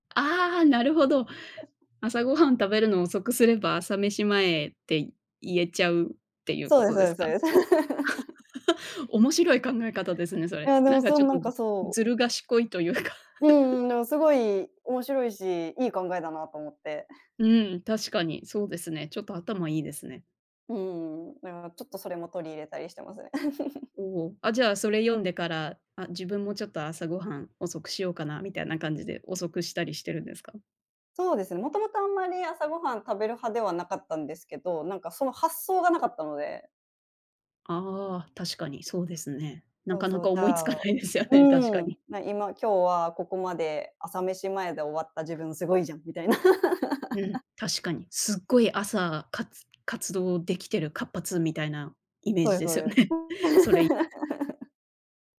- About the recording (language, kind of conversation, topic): Japanese, podcast, 朝の習慣で調子が良くなると感じることはありますか？
- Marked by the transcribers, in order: laugh; unintelligible speech; laugh; laugh; tapping; laugh; chuckle; other background noise; laugh